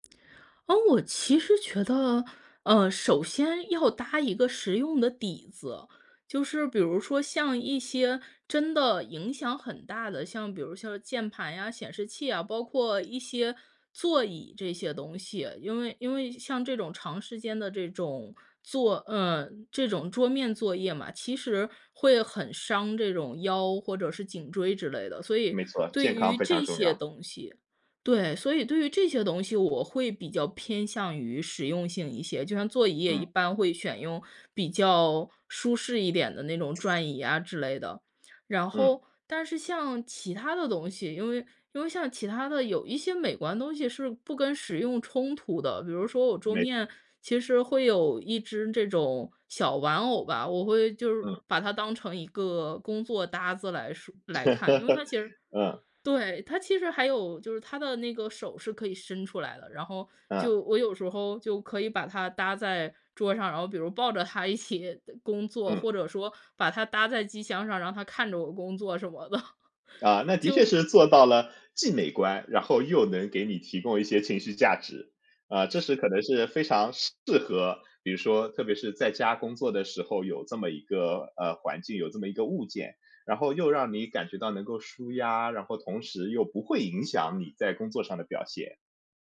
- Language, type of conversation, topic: Chinese, podcast, 你会如何布置你的工作角落，让自己更有干劲？
- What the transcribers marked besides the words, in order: tapping; other background noise; laugh; laughing while speaking: "的"